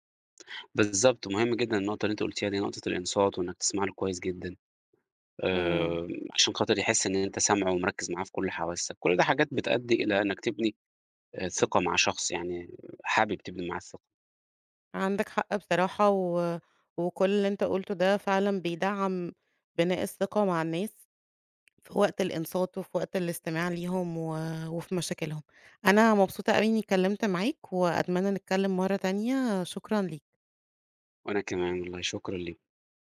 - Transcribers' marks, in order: tapping
- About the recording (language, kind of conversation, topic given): Arabic, podcast, إزاي بتستخدم الاستماع عشان تبني ثقة مع الناس؟